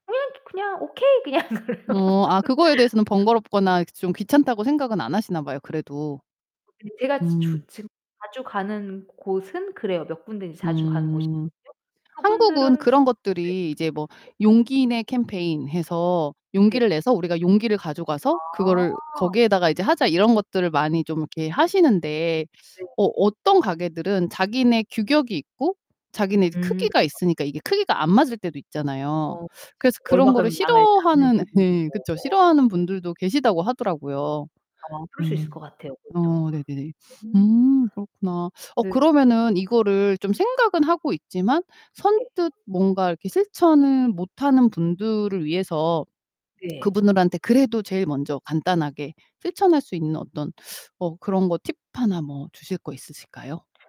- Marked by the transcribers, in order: other background noise; put-on voice: "음 그냥 Okay"; in English: "Okay"; laughing while speaking: "그냥"; unintelligible speech; laugh; distorted speech; sniff
- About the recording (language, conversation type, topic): Korean, podcast, 플라스틱 사용을 줄이기 위한 실용적인 팁은 무엇인가요?